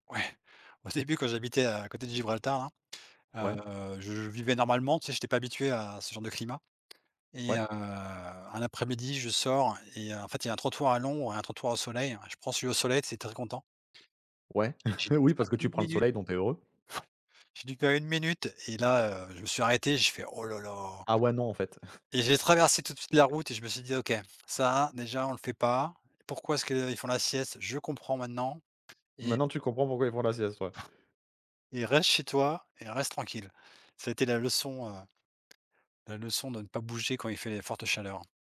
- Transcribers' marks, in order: tapping; surprised: "heu"; chuckle; gasp; other background noise; chuckle
- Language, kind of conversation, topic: French, unstructured, Que dirais-tu à quelqu’un qui pense ne pas avoir le temps de faire du sport ?